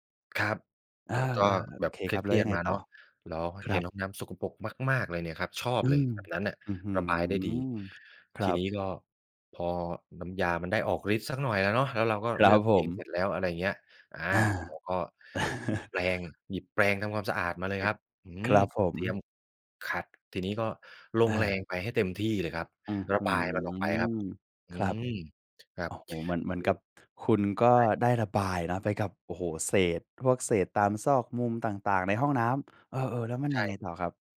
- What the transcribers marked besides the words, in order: tapping; chuckle
- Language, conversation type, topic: Thai, podcast, คุณมีเทคนิคจัดการความเครียดยังไงบ้าง?
- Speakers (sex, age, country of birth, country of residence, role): male, 20-24, Thailand, Thailand, host; male, 35-39, Thailand, Thailand, guest